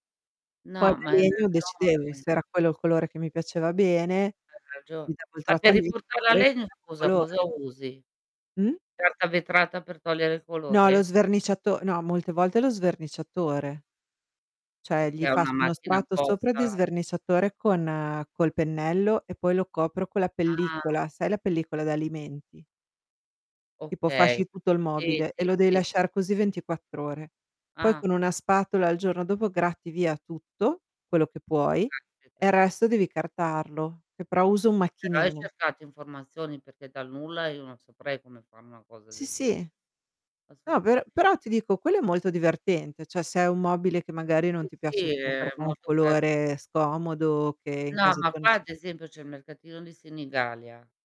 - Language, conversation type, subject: Italian, unstructured, Hai mai smesso di praticare un hobby perché ti annoiavi?
- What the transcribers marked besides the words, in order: static; distorted speech; unintelligible speech; unintelligible speech; "carteggiarlo" said as "cartarlo"; "cioè" said as "ceh"; "Senigallia" said as "Senigalia"